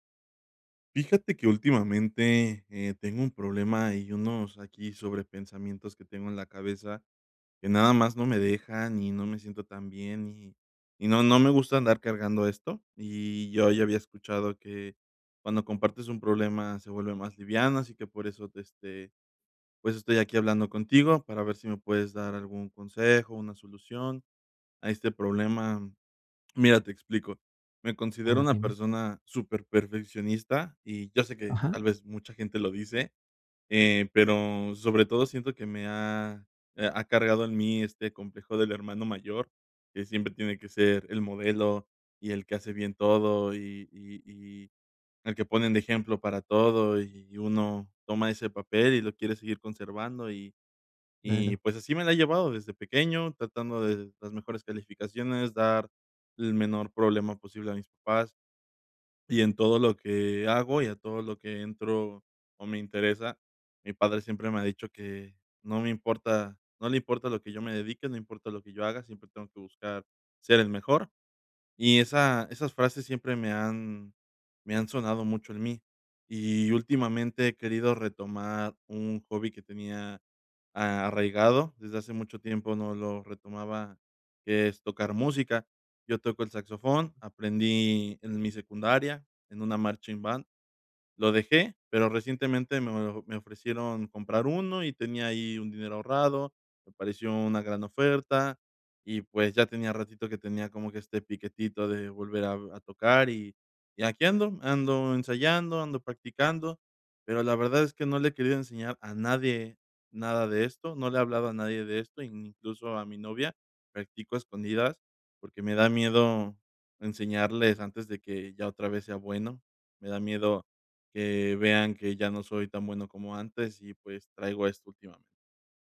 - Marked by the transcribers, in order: other background noise; in English: "marching band"
- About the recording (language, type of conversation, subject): Spanish, advice, ¿Qué puedo hacer si mi perfeccionismo me impide compartir mi trabajo en progreso?